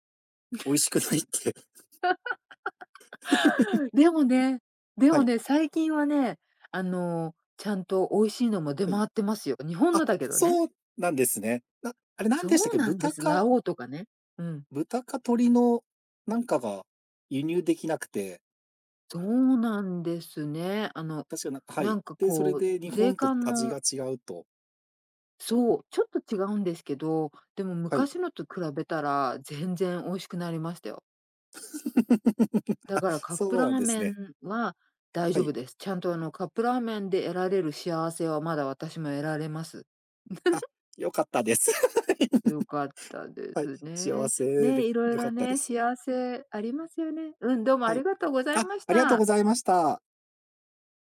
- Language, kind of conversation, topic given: Japanese, unstructured, 幸せを感じるのはどんなときですか？
- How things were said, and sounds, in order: laugh; laughing while speaking: "美味しくないって"; chuckle; other background noise; chuckle; chuckle; laugh